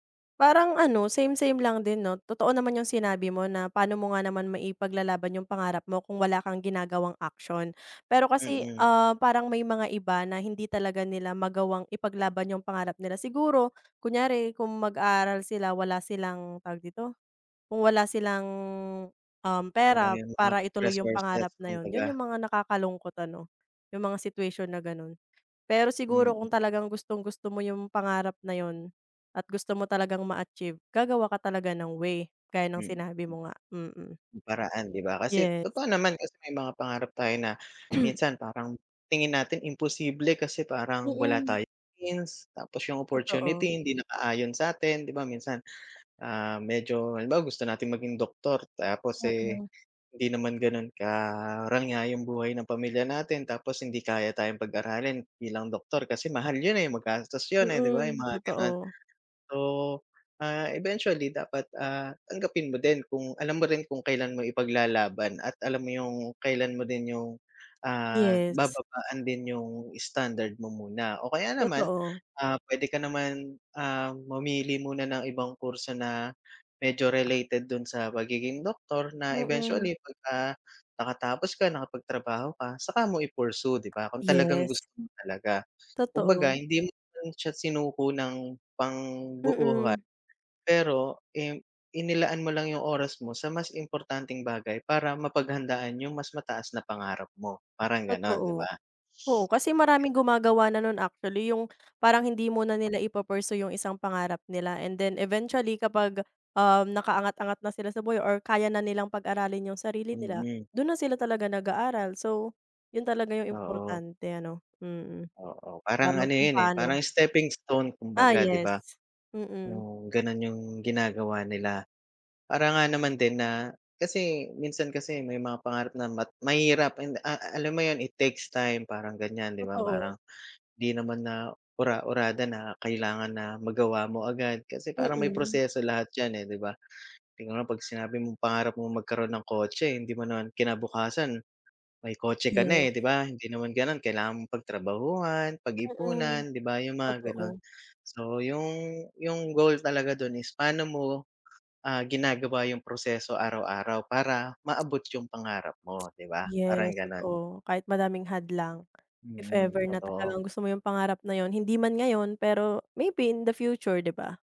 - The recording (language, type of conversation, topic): Filipino, unstructured, Ano ang gagawin mo kung kailangan mong ipaglaban ang pangarap mo?
- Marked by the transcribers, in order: cough; other background noise; other noise; tapping; in English: "steping stone"